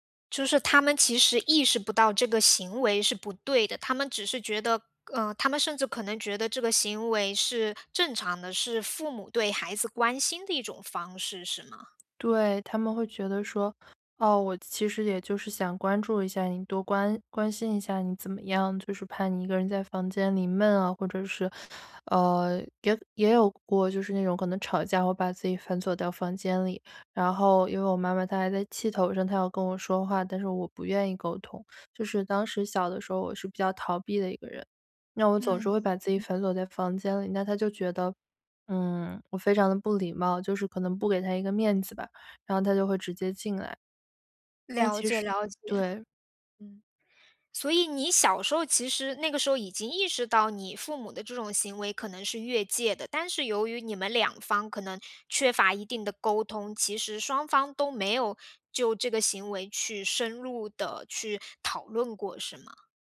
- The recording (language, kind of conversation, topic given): Chinese, podcast, 当父母越界时，你通常会怎么应对？
- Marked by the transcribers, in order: other background noise